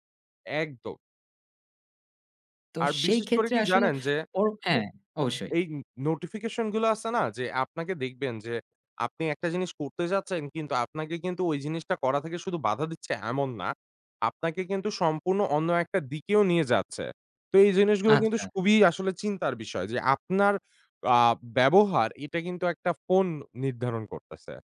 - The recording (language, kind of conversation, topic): Bengali, podcast, নোটিফিকেশনগুলো তুমি কীভাবে সামলাও?
- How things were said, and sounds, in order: none